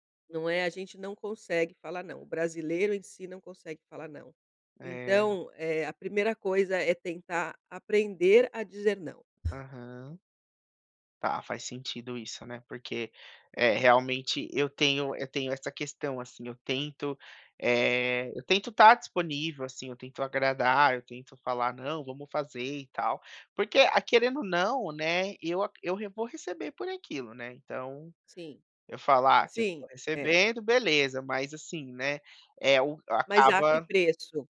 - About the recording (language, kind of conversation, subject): Portuguese, advice, Como posso manter o equilíbrio entre o trabalho e a vida pessoal ao iniciar a minha startup?
- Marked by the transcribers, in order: tapping